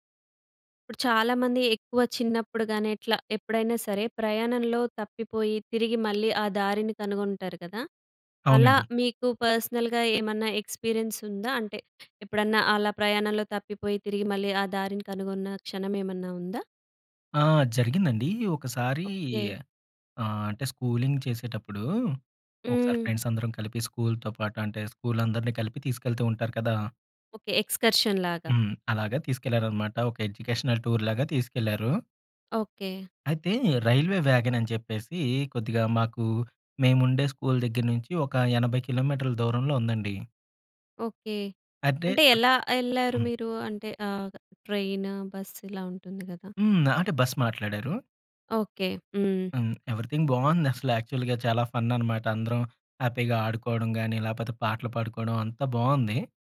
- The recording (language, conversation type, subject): Telugu, podcast, ప్రయాణంలో తప్పిపోయి మళ్లీ దారి కనిపెట్టిన క్షణం మీకు ఎలా అనిపించింది?
- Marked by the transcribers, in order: in English: "పర్సనల్‌గా"; in English: "ఎక్స్‌పీరియన్స్"; in English: "స్కూలింగ్"; in English: "ఫ్రెండ్స్"; tapping; in English: "ఎక్స్‌కర్షన్‌లాగా?"; in English: "ఎడ్యుకేషనల్ టూర్"; in English: "ఎవ్రీథింగ్"; in English: "యాక్చువల్‌గా"; in English: "ఫన్"; in English: "హ్యాపీగా"